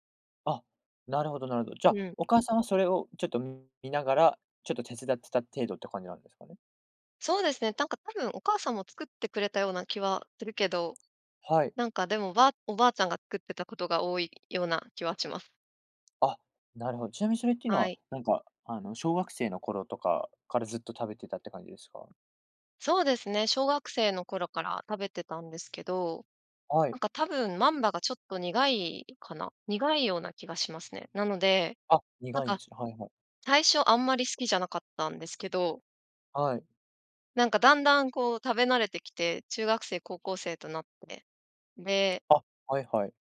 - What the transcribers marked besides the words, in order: other background noise
- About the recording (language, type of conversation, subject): Japanese, podcast, おばあちゃんのレシピにはどんな思い出がありますか？